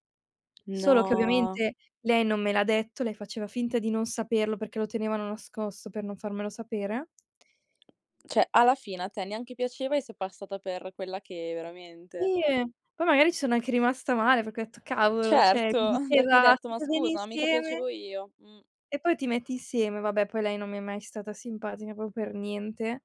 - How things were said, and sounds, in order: drawn out: "No"; "Cioè" said as "ceh"; chuckle; "proprio" said as "propo"
- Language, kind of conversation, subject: Italian, podcast, Dove sta il confine tra perdonare e subire dinamiche tossiche?